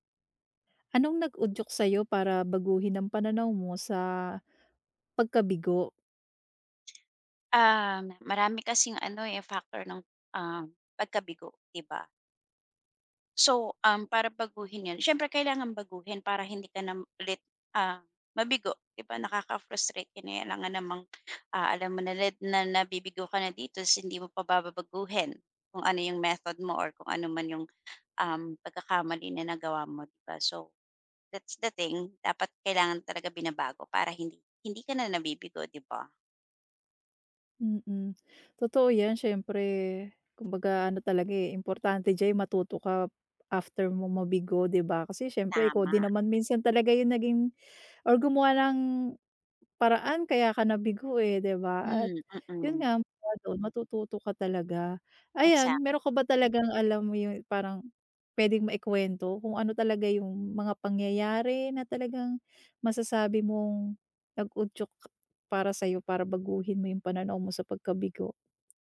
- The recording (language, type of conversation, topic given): Filipino, podcast, Ano ang nag-udyok sa iyo na baguhin ang pananaw mo tungkol sa pagkabigo?
- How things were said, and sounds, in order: tapping; in English: "that's the thing"; "diyan ay" said as "diya'y"; in English: "Exact"